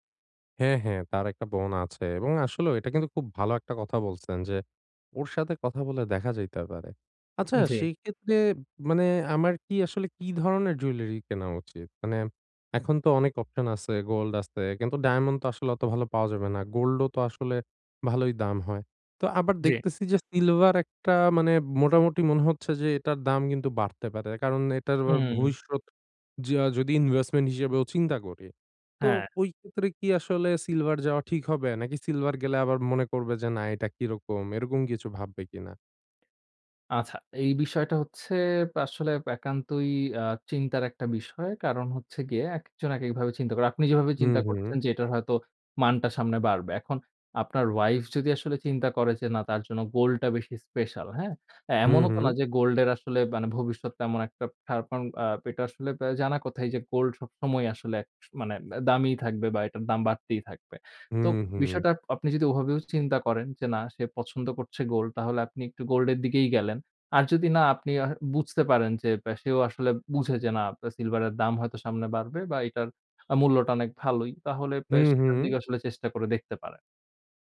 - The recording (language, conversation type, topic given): Bengali, advice, আমি কীভাবে উপযুক্ত উপহার বেছে নিয়ে প্রত্যাশা পূরণ করতে পারি?
- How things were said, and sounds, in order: tapping; unintelligible speech